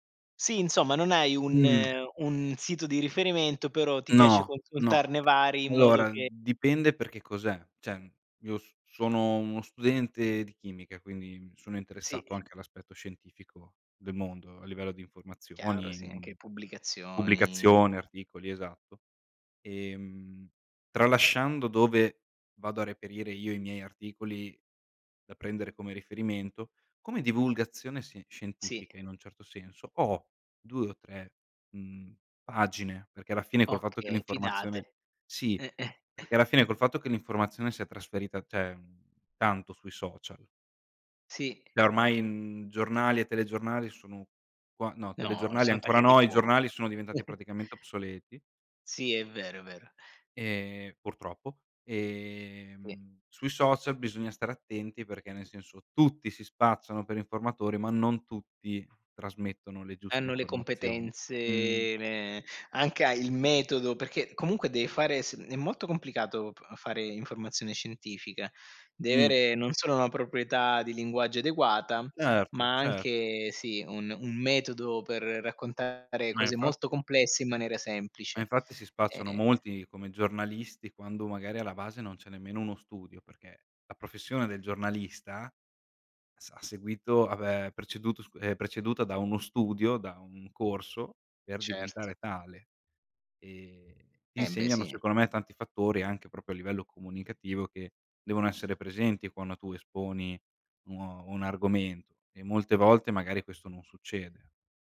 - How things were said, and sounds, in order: other background noise; tapping; "cioè" said as "ceh"; "cioè" said as "ceh"; chuckle; "proprio" said as "propio"
- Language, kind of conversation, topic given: Italian, unstructured, Qual è il tuo consiglio per chi vuole rimanere sempre informato?